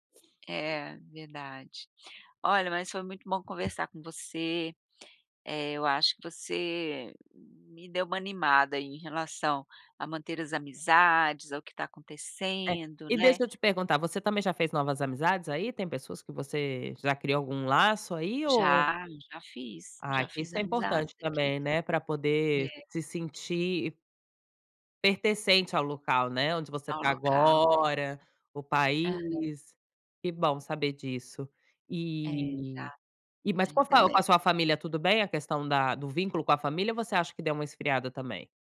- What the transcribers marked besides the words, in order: tapping
- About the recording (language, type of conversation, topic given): Portuguese, advice, Como a mudança de cidade ou de rotina afetou a sua amizade?